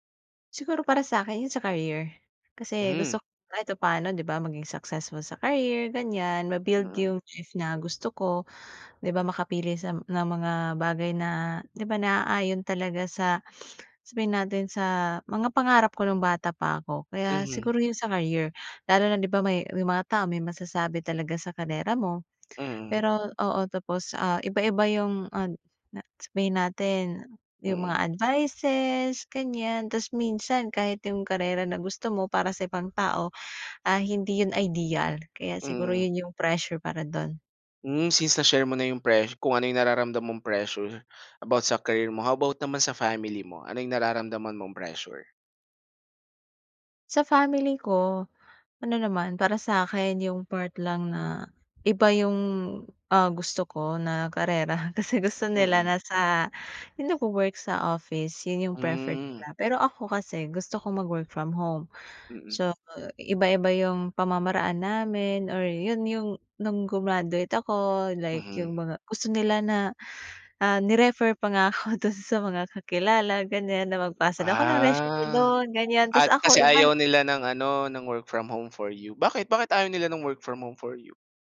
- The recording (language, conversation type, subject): Filipino, podcast, Paano ka humaharap sa pressure ng mga tao sa paligid mo?
- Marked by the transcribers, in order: none